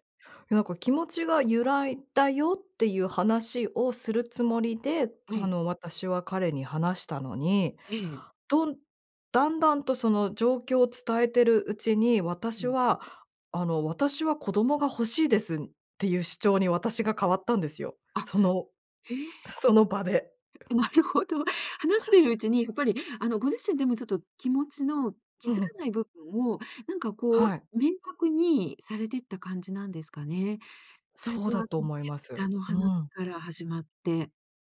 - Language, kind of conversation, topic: Japanese, podcast, 子どもを持つか迷ったとき、どう考えた？
- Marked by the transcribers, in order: unintelligible speech; other noise; tapping; unintelligible speech